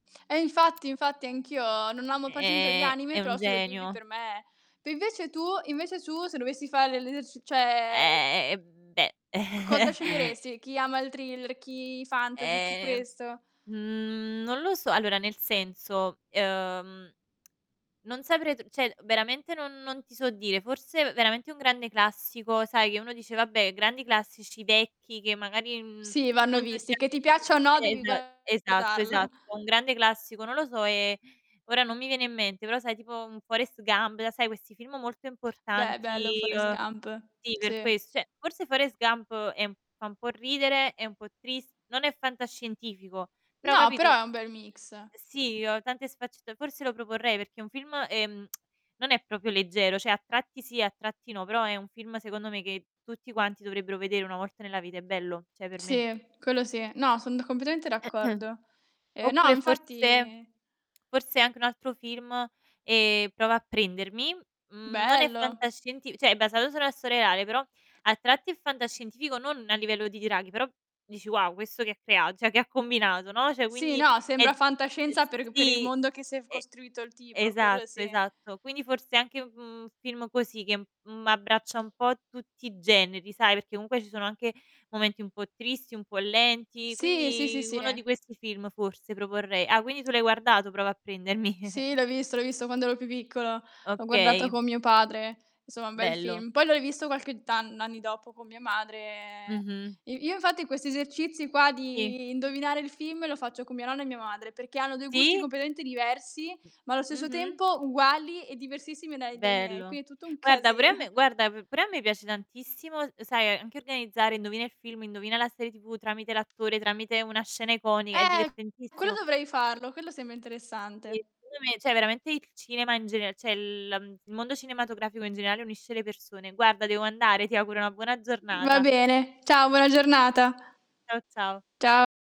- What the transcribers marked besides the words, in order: distorted speech; tapping; "particolarmente" said as "partinte"; chuckle; other background noise; tsk; "cioè" said as "ceh"; chuckle; "cioè" said as "ceh"; tongue click; "proprio" said as "propio"; "cioè" said as "ceh"; "cioè" said as "ceh"; throat clearing; "cioè" said as "ceh"; "cioè" said as "ceh"; chuckle; other noise; "Quindi" said as "quini"; laughing while speaking: "casi"; "cioè" said as "ceh"; "cioè" said as "ceh"; drawn out: "la"; static
- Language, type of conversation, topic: Italian, unstructured, Come scegliete un film per una serata con gli amici?